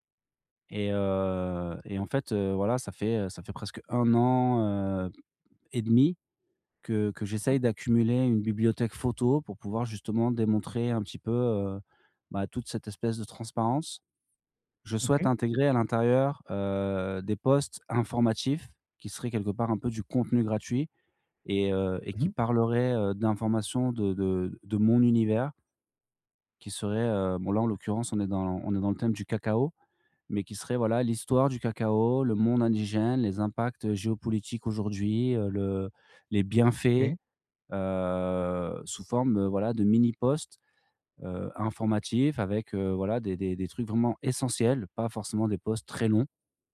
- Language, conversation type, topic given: French, advice, Comment puis-je réduire mes attentes pour avancer dans mes projets créatifs ?
- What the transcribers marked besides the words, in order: drawn out: "heu"; other background noise; drawn out: "heu"; stressed: "mon"; stressed: "bienfaits"; drawn out: "heu"